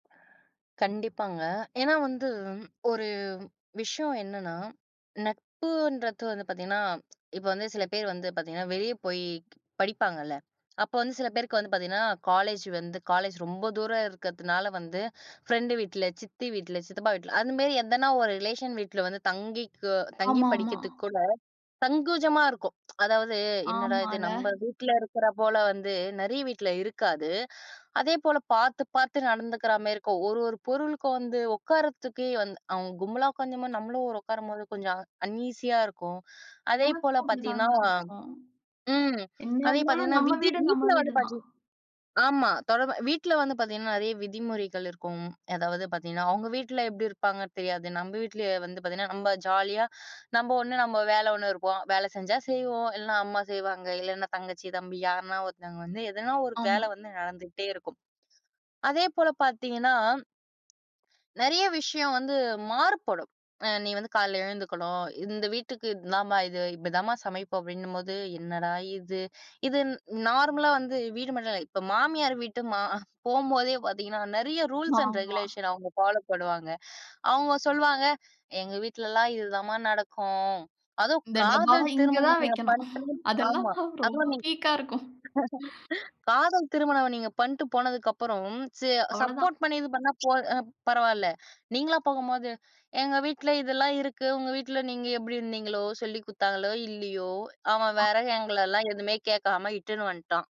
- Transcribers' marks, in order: breath; tapping; in English: "காலேஜ்"; in English: "காலேஜ்"; in English: "ரிலேஷன்"; in English: "அன்ஈஸியா"; in English: "நார்மலா"; laughing while speaking: "ஆமா"; in English: "ரூல்ஸ் அண்ட் ரெகுலேஷன்"; in English: "ஃபாலோ"; laughing while speaking: "அதெல்லாம் பார் ரொம்ப வீக்கா இருக்கும்"; laugh; in English: "சப்போர்ட்"
- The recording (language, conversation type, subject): Tamil, podcast, காதல் அல்லது நட்பு உறவுகளில் வீட்டிற்கான விதிகள் என்னென்ன?